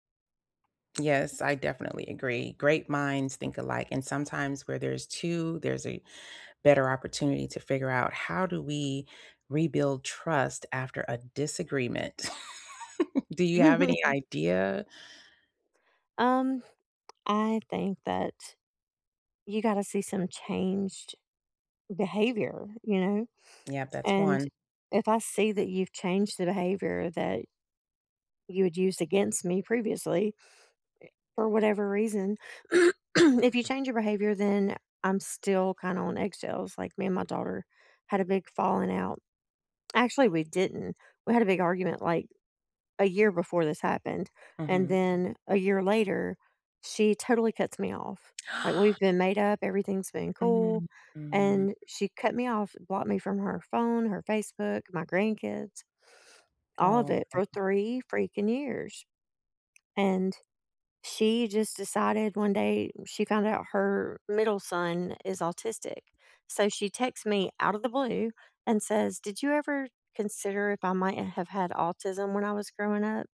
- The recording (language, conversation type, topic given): English, unstructured, How can I rebuild trust after a disagreement?
- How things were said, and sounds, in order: other background noise; laugh; chuckle; throat clearing; gasp; drawn out: "Mm-mm"